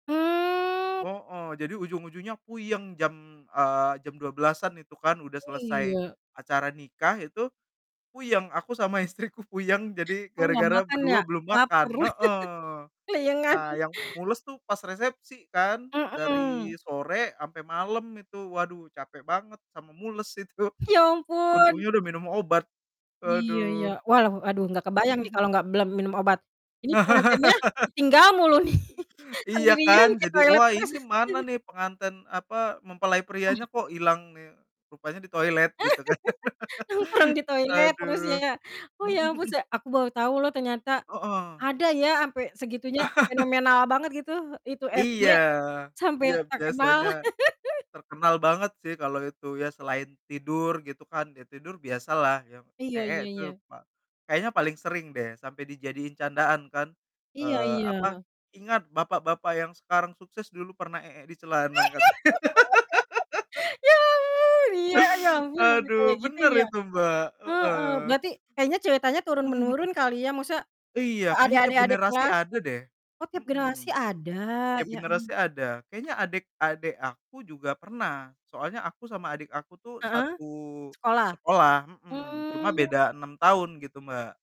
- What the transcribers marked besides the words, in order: drawn out: "Hmm"; other background noise; laugh; chuckle; laugh; chuckle; distorted speech; laugh; laugh; laugh; laugh; laugh; laughing while speaking: "katanya"; laugh
- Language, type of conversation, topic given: Indonesian, unstructured, Kenangan lucu apa yang selalu kamu ingat?